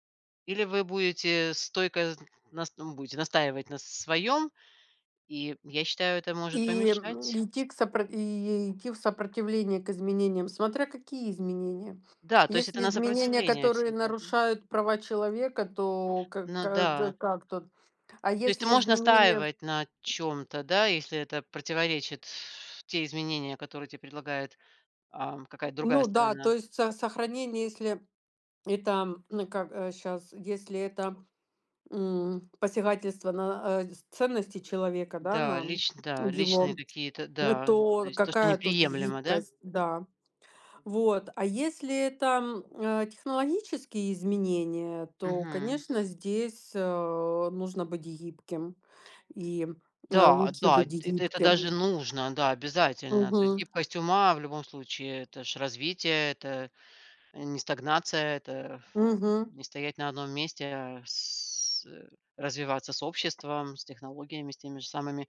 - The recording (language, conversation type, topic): Russian, unstructured, Как вы развиваете способность адаптироваться к меняющимся условиям?
- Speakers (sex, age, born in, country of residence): female, 45-49, Ukraine, Spain; female, 55-59, Russia, United States
- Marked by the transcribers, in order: tapping; background speech; other background noise